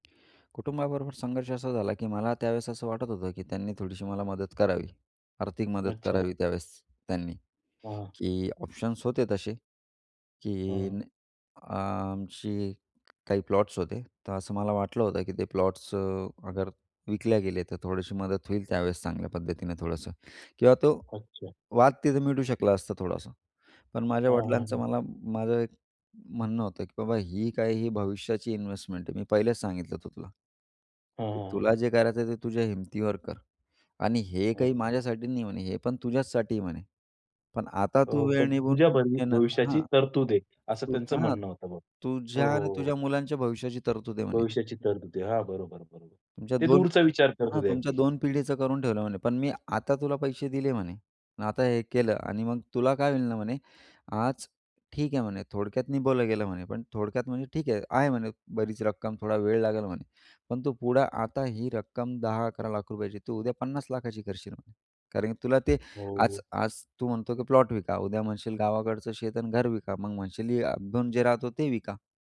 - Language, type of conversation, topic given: Marathi, podcast, कुटुंबाशी झालेल्या संघर्षातून तुम्ही कोणता धडा घेतला?
- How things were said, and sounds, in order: other background noise; tapping; other noise